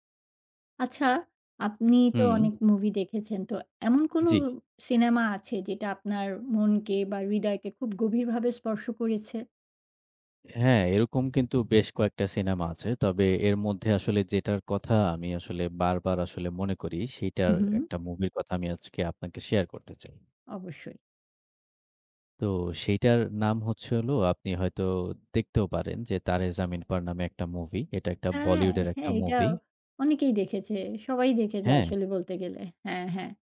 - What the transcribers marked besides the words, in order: other background noise; tapping
- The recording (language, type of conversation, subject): Bengali, podcast, কোন সিনেমা তোমার আবেগকে গভীরভাবে স্পর্শ করেছে?